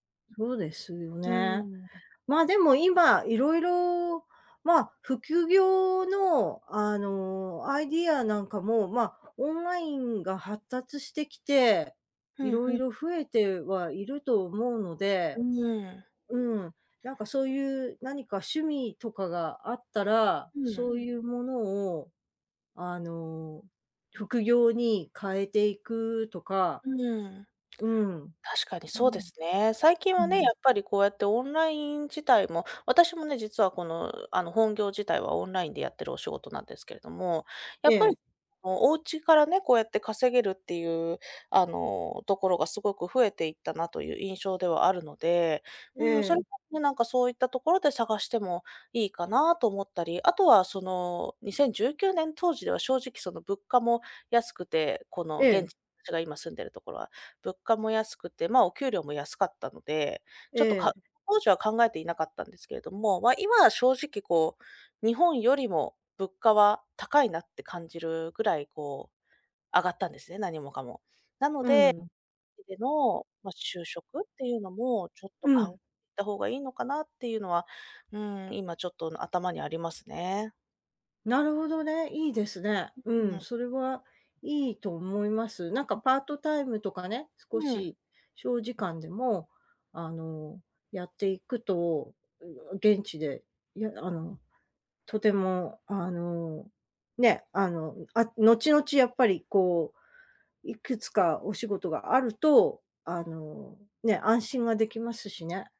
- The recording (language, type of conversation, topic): Japanese, advice, 収入が減って生活費の見通しが立たないとき、どうすればよいですか？
- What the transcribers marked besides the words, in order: "副業" said as "ふきゅぎょう"; other background noise